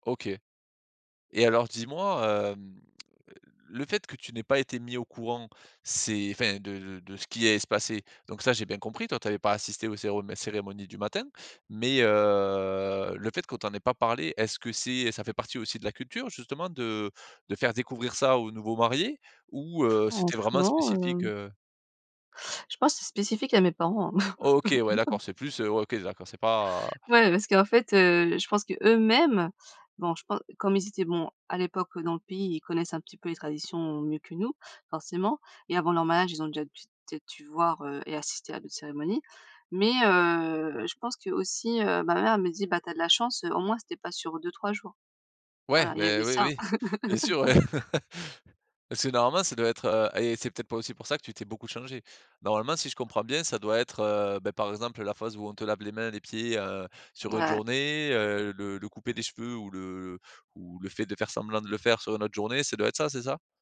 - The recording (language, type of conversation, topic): French, podcast, Parle-nous de ton mariage ou d’une cérémonie importante : qu’est-ce qui t’a le plus marqué ?
- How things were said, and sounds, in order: other background noise; drawn out: "heu"; laugh; tapping; laugh